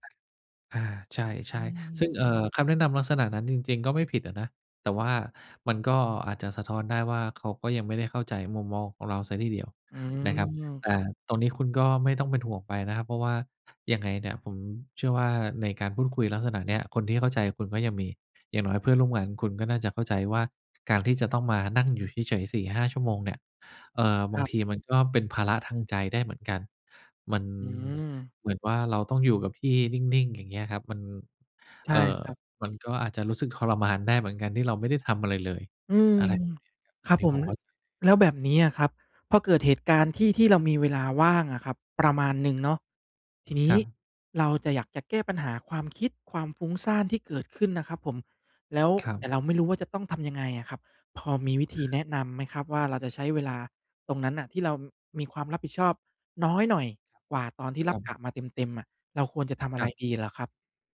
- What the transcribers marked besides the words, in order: other background noise; tapping
- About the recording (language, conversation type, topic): Thai, advice, ทำไมฉันถึงรู้สึกว่างานปัจจุบันไร้ความหมายและไม่มีแรงจูงใจ?